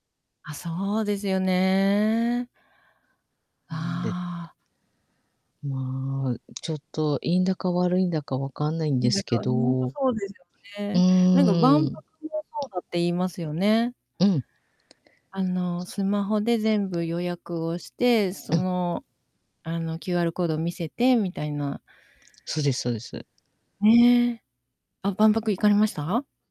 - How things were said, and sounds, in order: distorted speech; other background noise
- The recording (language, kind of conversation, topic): Japanese, unstructured, スマホを使いすぎることについて、どう思いますか？